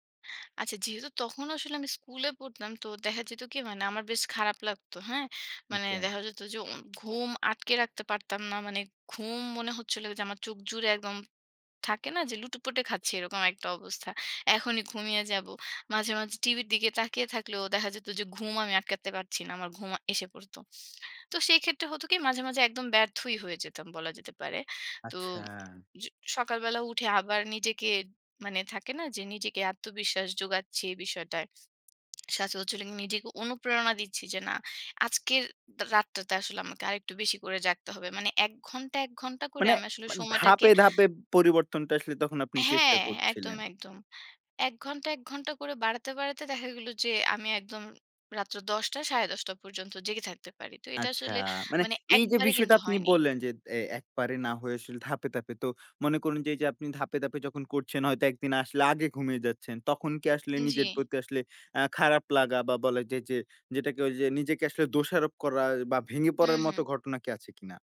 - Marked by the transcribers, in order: other background noise; lip smack
- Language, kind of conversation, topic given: Bengali, podcast, বদলকে দীর্ঘস্থায়ী করতে আপনি কোন নিয়ম মেনে চলেন?